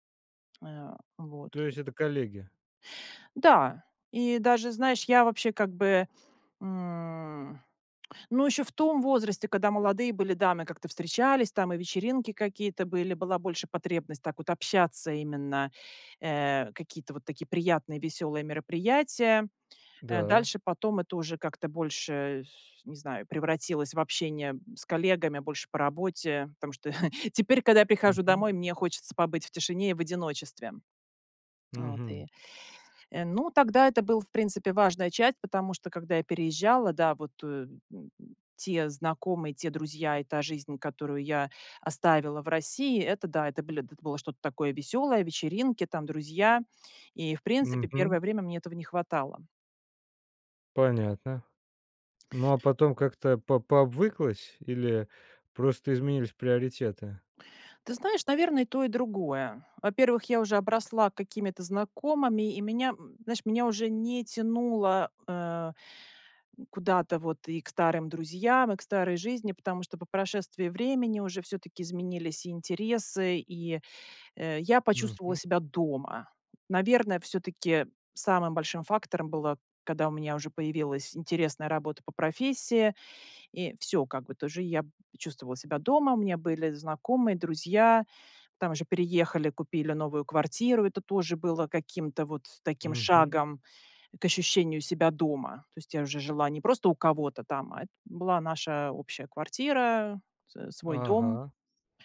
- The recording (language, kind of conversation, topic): Russian, podcast, Когда вам пришлось начать всё с нуля, что вам помогло?
- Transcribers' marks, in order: tapping; chuckle